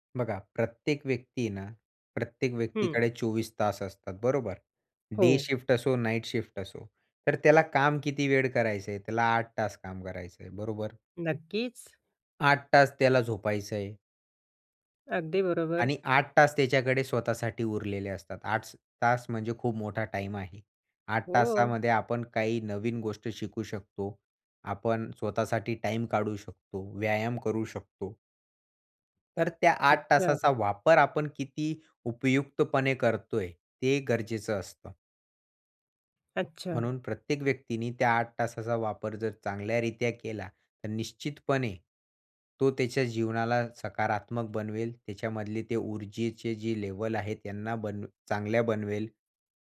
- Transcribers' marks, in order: in English: "डे शिफ्ट"; in English: "नाईट शिफ्ट"; tapping; "आठच" said as "आठस"; other noise
- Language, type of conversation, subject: Marathi, podcast, सकाळी ऊर्जा वाढवण्यासाठी तुमची दिनचर्या काय आहे?